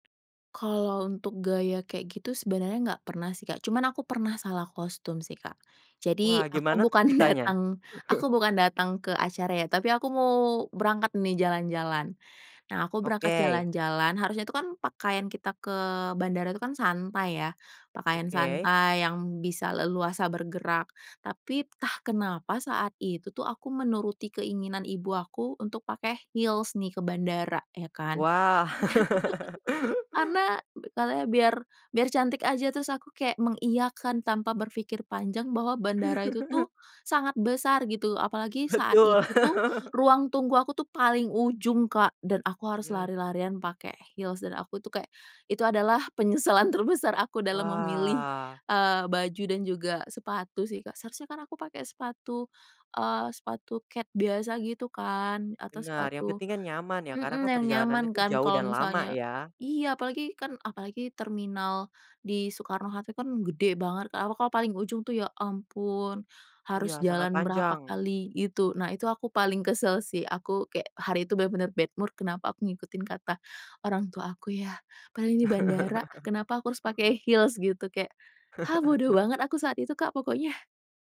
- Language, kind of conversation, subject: Indonesian, podcast, Bagaimana kamu mendeskripsikan gaya berpakaianmu saat ini?
- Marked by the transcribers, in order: other background noise; laughing while speaking: "bukan"; chuckle; in English: "heels"; chuckle; laugh; chuckle; chuckle; in English: "heels"; laughing while speaking: "penyesalan terbesar"; drawn out: "Wah"; "apalagi" said as "apoko"; in English: "bad mood"; chuckle; in English: "heels"; chuckle